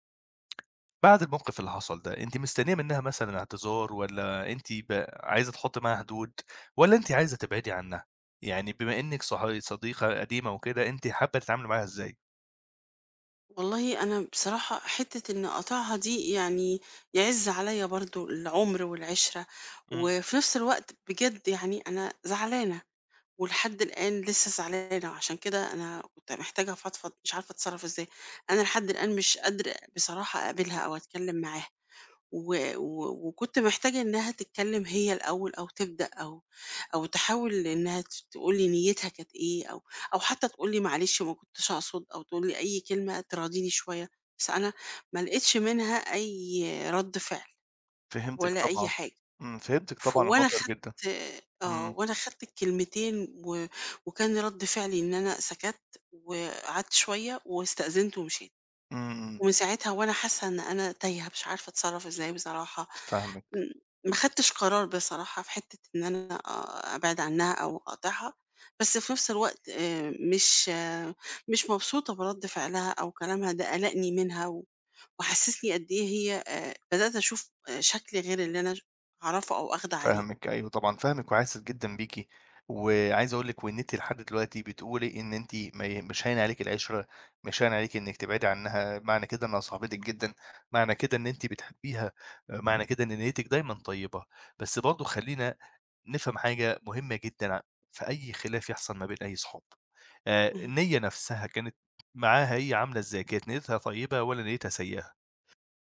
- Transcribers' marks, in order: tapping
- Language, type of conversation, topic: Arabic, advice, إزاي أرد على صاحبي لما يقوللي كلام نقد جارح؟